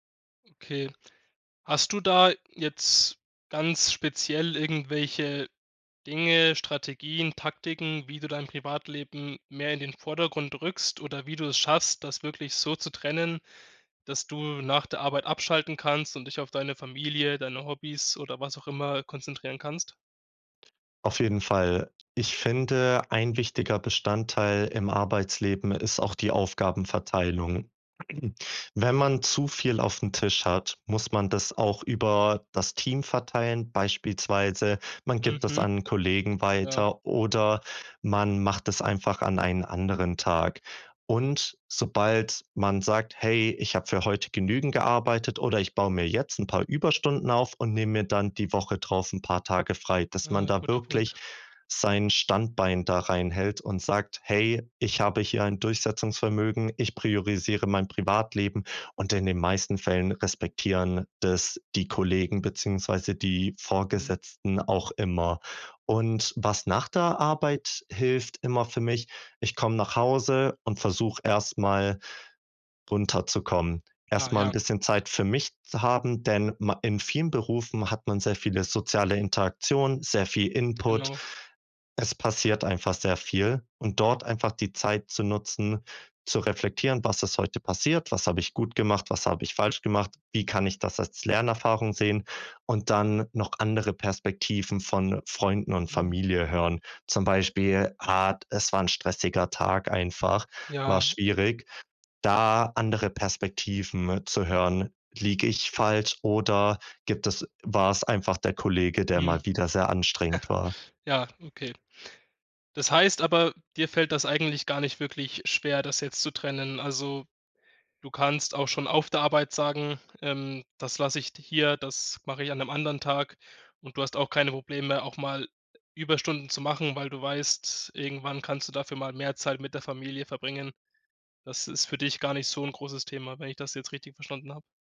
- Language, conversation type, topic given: German, podcast, Wie entscheidest du zwischen Beruf und Privatleben?
- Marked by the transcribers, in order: other background noise; throat clearing; chuckle